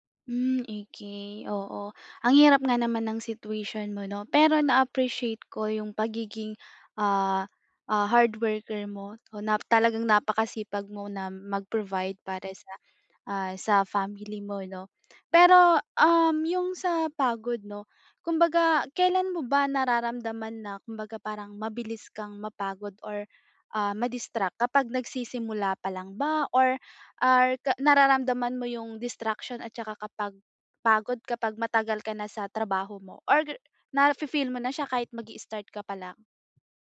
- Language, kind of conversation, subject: Filipino, advice, Paano ako makakapagtuon kapag madalas akong nadidistract at napapagod?
- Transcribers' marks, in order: tapping; other background noise